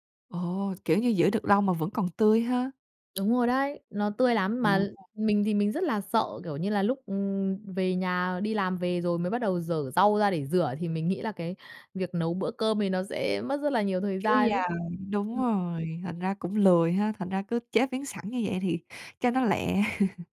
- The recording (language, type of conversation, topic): Vietnamese, podcast, Bạn làm thế nào để chuẩn bị một bữa ăn vừa nhanh vừa lành mạnh?
- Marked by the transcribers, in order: tapping; laugh